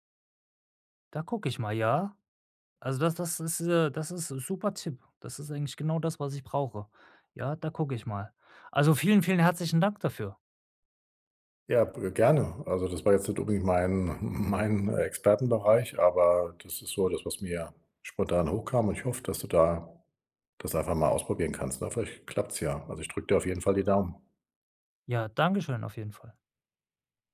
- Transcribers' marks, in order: none
- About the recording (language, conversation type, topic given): German, advice, Wie finde ich eine Mentorin oder einen Mentor und nutze ihre oder seine Unterstützung am besten?